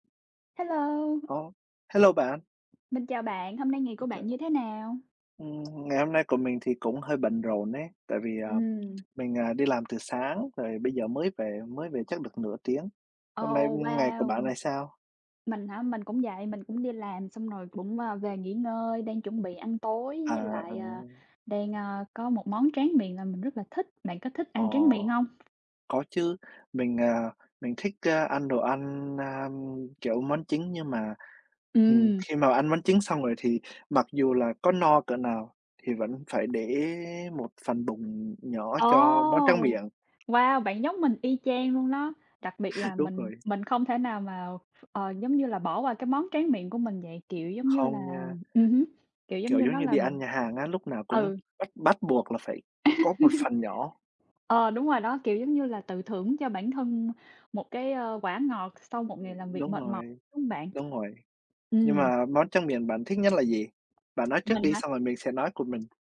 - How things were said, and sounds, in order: unintelligible speech; other background noise; tapping; laugh
- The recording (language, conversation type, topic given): Vietnamese, unstructured, Món tráng miệng nào bạn không thể cưỡng lại được?